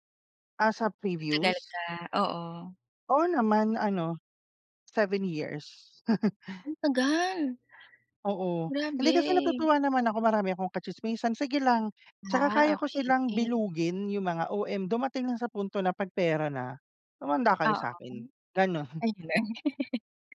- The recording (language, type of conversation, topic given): Filipino, unstructured, Ano ang ipinagmamalaki mong pinakamalaking tagumpay sa trabaho?
- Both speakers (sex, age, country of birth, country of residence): female, 25-29, Philippines, Philippines; male, 30-34, Philippines, Philippines
- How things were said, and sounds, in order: laugh; laughing while speaking: "gano'n"; laughing while speaking: "Ayun"; laugh